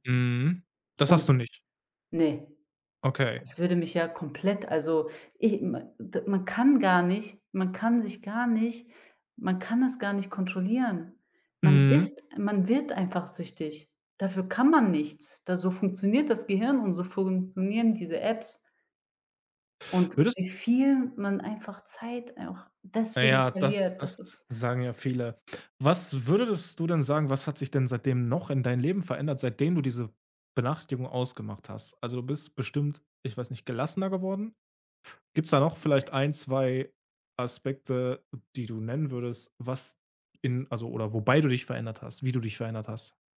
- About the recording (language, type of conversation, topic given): German, podcast, Wie gehst du mit ständigen Push‑Benachrichtigungen um?
- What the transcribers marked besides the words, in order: none